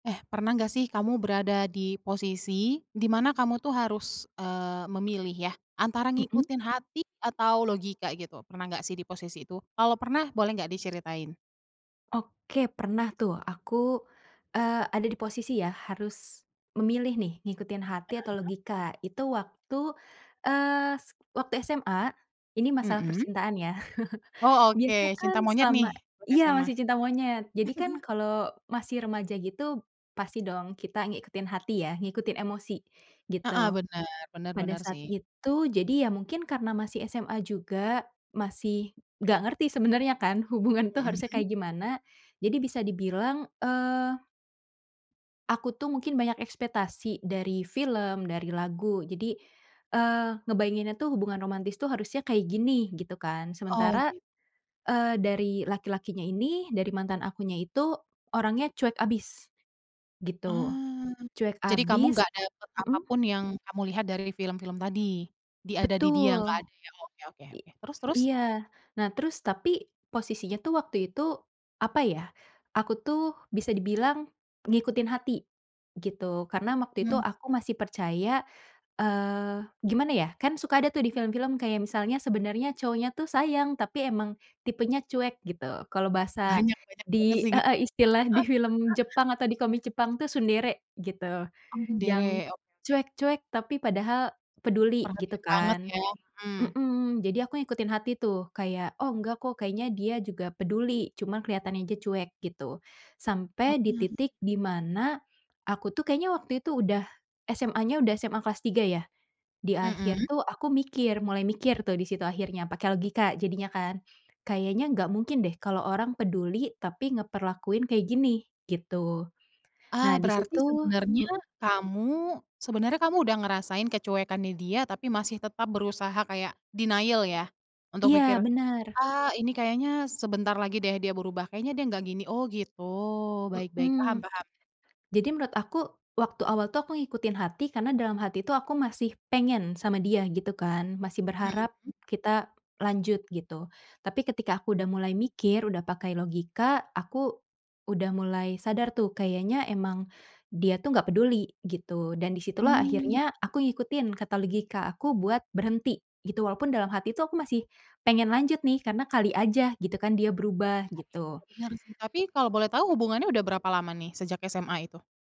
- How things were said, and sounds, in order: chuckle; chuckle; laughing while speaking: "hubungan tuh"; laughing while speaking: "Banyak"; other noise; in Japanese: "tsundere"; unintelligible speech; in English: "denial"; unintelligible speech
- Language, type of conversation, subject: Indonesian, podcast, Pernahkah kamu memilih mengikuti kata hati atau logika dalam mengambil keputusan, dan bagaimana ceritanya?